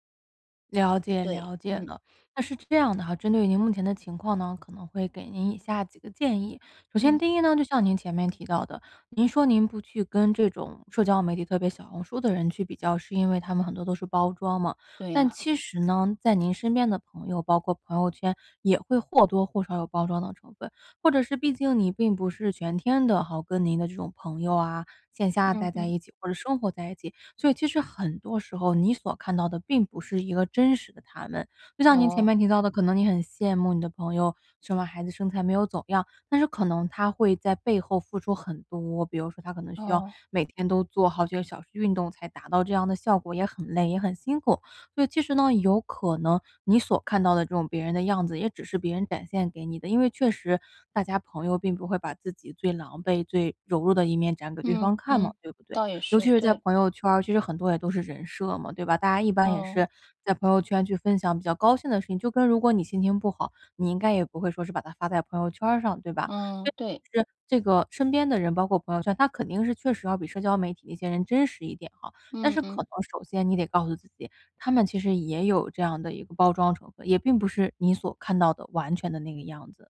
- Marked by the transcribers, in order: none
- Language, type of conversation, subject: Chinese, advice, 和别人比较后开始怀疑自己的价值，我该怎么办？